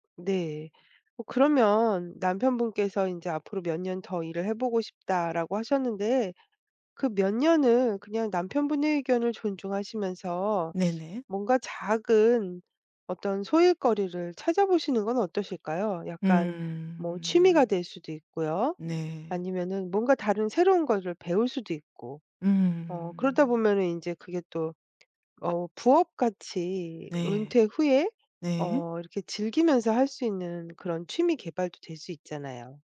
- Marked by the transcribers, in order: other background noise
- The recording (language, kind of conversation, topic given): Korean, advice, 은퇴 시기는 어떻게 결정하고 재정적으로는 어떻게 준비해야 하나요?